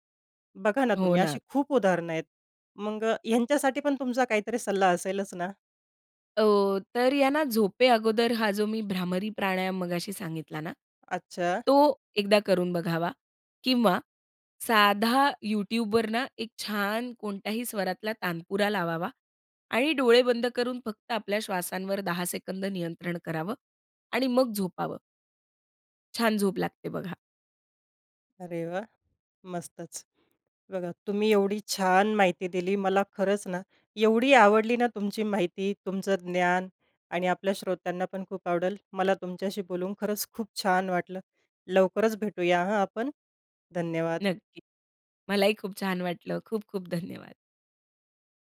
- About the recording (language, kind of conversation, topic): Marathi, podcast, तणावाच्या वेळी श्वासोच्छ्वासाची कोणती तंत्रे तुम्ही वापरता?
- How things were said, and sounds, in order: other background noise; tapping